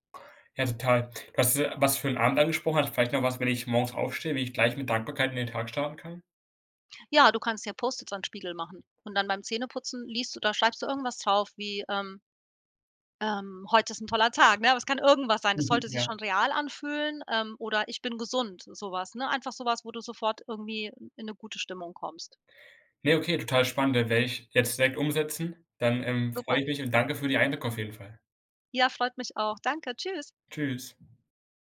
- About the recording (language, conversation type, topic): German, podcast, Welche kleinen Alltagsfreuden gehören bei dir dazu?
- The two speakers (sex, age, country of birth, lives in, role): female, 40-44, Germany, Portugal, guest; male, 18-19, Germany, Germany, host
- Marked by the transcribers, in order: other background noise; joyful: "Tag, ne?"